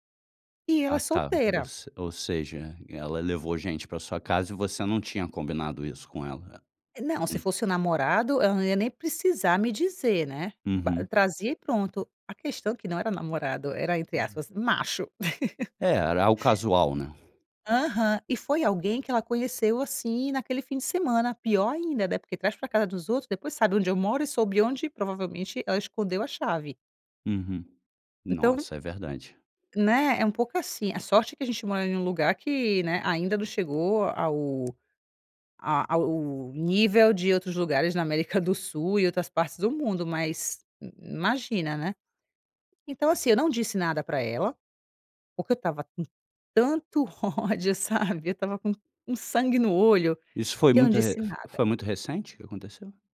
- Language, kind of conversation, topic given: Portuguese, advice, Como devo confrontar um amigo sobre um comportamento incômodo?
- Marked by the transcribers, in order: unintelligible speech; other noise; laugh